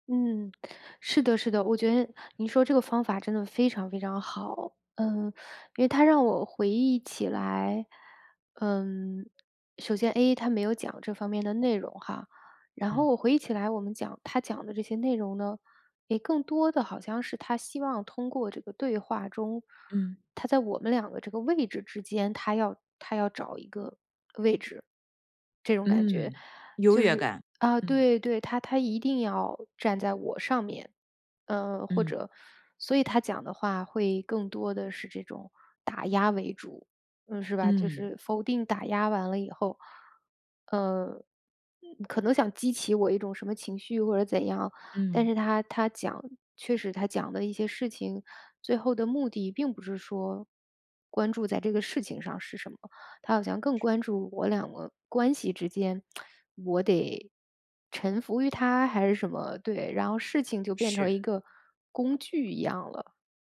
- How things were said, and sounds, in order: other background noise; lip smack
- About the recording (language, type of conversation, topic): Chinese, advice, 我该如何分辨别人给我的反馈是建设性的还是破坏性的？